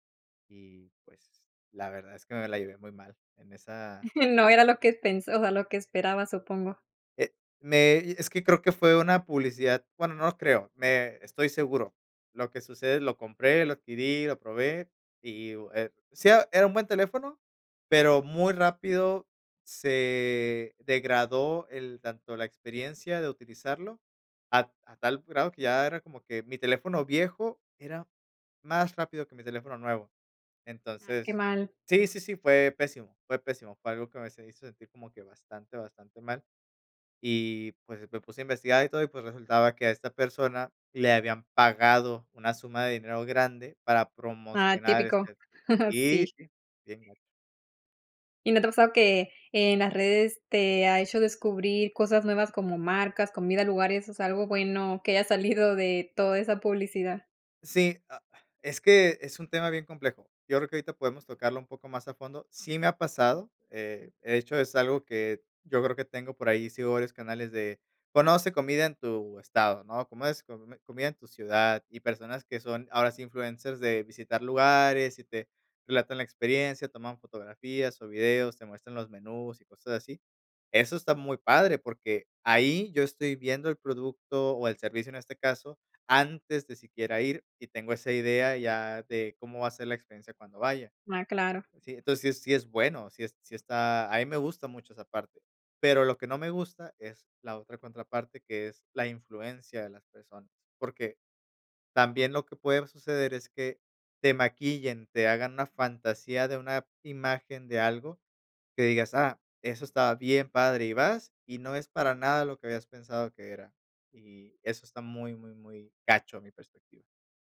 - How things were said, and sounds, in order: chuckle; other background noise; chuckle; laughing while speaking: "de"
- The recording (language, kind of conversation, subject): Spanish, podcast, ¿Cómo influyen las redes sociales en lo que consumimos?